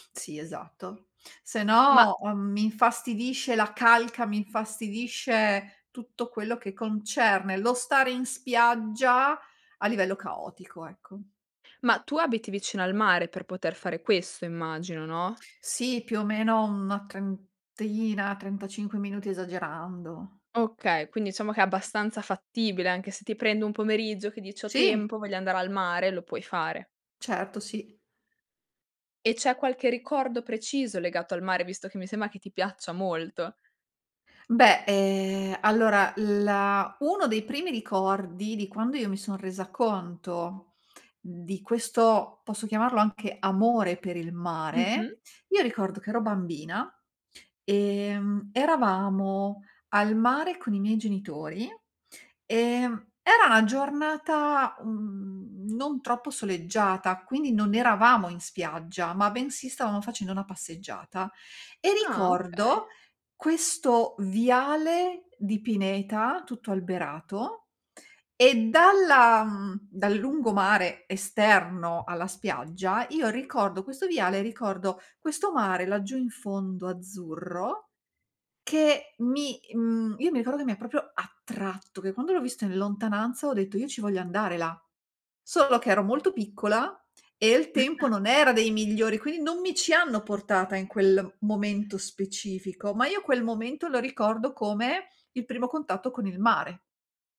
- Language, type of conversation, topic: Italian, podcast, Come descriveresti il tuo rapporto con il mare?
- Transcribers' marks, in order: other background noise; unintelligible speech